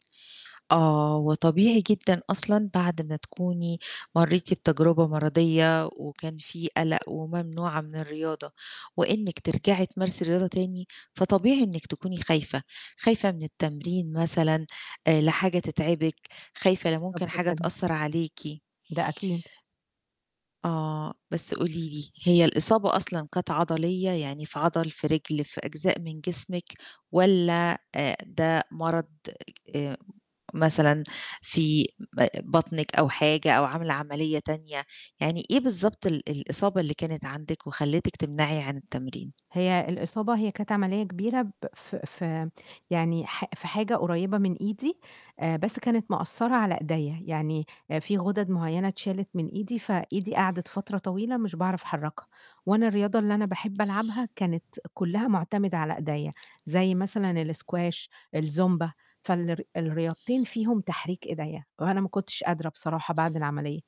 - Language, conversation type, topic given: Arabic, advice, إيه اللي بيخليك مش قادر تلتزم بممارسة الرياضة بانتظام؟
- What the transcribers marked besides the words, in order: distorted speech; static; tapping